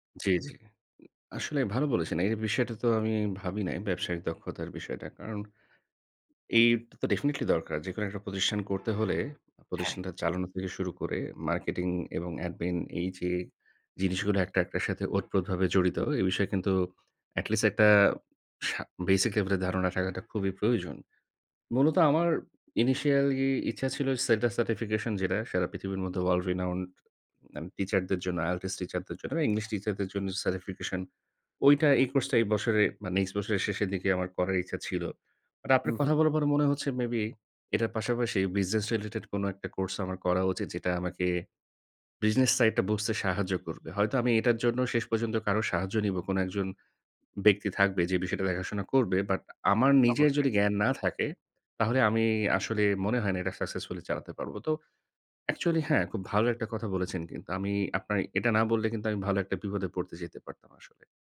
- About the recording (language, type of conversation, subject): Bengali, advice, ক্যারিয়ার পরিবর্তন বা নতুন পথ শুরু করার সময় অনিশ্চয়তা সামলাব কীভাবে?
- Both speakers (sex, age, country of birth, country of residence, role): male, 30-34, Bangladesh, Bangladesh, user; male, 40-44, Bangladesh, Finland, advisor
- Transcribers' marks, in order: in English: "definitely"; horn; in English: "marketing"; in English: "admin"; in English: "atleast"; in English: "basic level"; in English: "initially"; in English: "SETA certification"; in English: "world renowned"; in English: "IELTS"; in English: "certification"; "বছরে" said as "বশরে"; "বছরের" said as "বশরের"; other background noise; in English: "business related"; trusting: "অ্যাকচুয়ালি হ্যাঁ খুব ভালো একটা কথা বলেছেন কিন্তু"